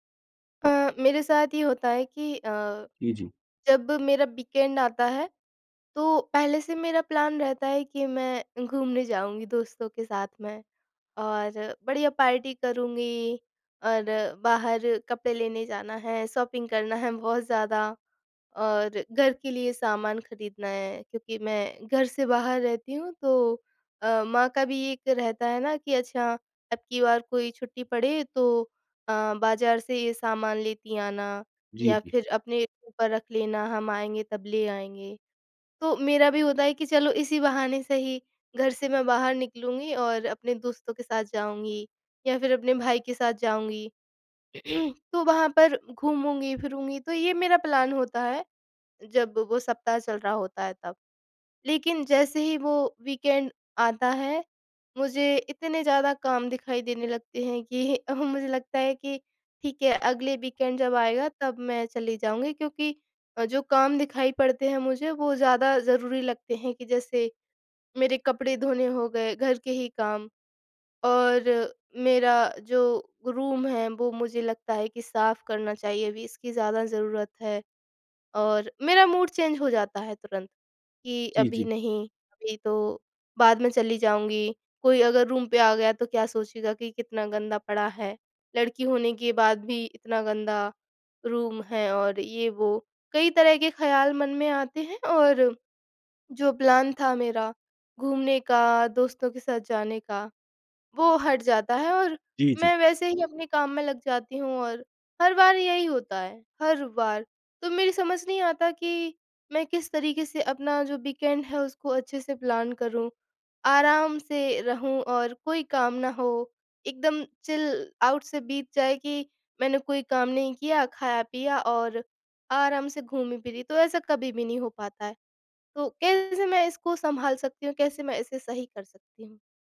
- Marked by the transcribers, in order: in English: "वीकेंड"; in English: "प्लान"; in English: "शॉपिंग"; laughing while speaking: "है, बहुत"; throat clearing; in English: "प्लान"; in English: "वीकेंड"; laughing while speaking: "कि अ"; tapping; in English: "वीकेंड"; in English: "प्लान"; in English: "वीकेंड"; in English: "प्लान"; in English: "चिल आउट"
- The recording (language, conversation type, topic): Hindi, advice, छुट्टियों या सप्ताहांत में भी काम के विचारों से मन को आराम क्यों नहीं मिल पाता?